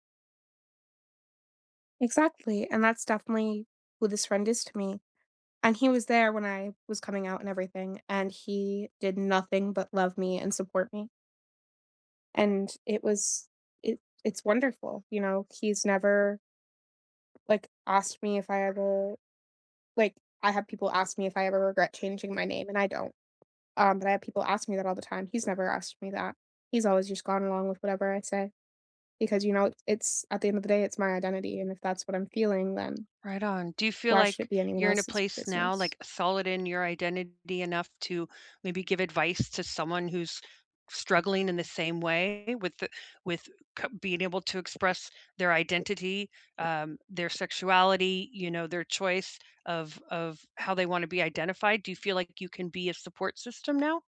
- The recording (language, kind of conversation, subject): English, unstructured, What is the difference between fitting in and being true to yourself?
- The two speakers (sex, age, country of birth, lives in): female, 20-24, United States, United States; female, 45-49, United States, Canada
- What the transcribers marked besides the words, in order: tapping; other background noise